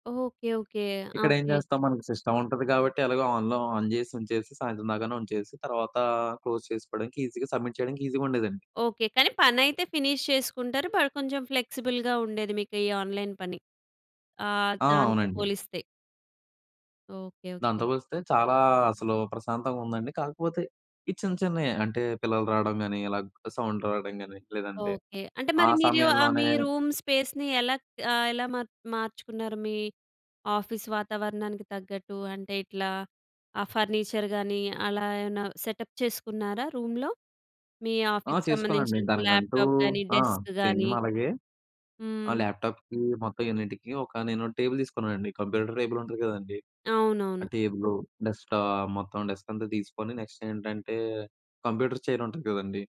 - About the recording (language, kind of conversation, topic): Telugu, podcast, ఆన్లైన్‌లో పని చేయడానికి మీ ఇంట్లోని స్థలాన్ని అనుకూలంగా ఎలా మార్చుకుంటారు?
- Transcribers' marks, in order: in English: "సిస్టమ్"; in English: "ఆన్‌లో ఆన్"; in English: "క్లోజ్"; in English: "ఈజీగా సబ్మిట్"; in English: "ఈజీగా"; tapping; in English: "ఫినిష్"; in English: "బట్"; in English: "ఫ్లెక్సిబుల్‌గా"; in English: "ఆన్‌లైన్"; in English: "సౌండ్"; in English: "రూమ్ స్పేస్‌ని"; in English: "ఆఫీస్"; in English: "ఫర్నిచర్"; in English: "సెటప్"; in English: "రూమ్‌లో?"; in English: "ఆఫీస్‌కి"; in English: "ల్యాప్‌టాప్"; in English: "సేమ్"; in English: "డెస్క్"; in English: "ల్యాప్‌టాప్‌కి"; in English: "యూనిట్‌కి"; in English: "టేబుల్"; in English: "కంప్యూటర్ టేబుల్"; in English: "డెస్క్‌టాప్"; in English: "డెస్క్"; in English: "నెక్స్ట్"; in English: "కంప్యూటర్ చైర్"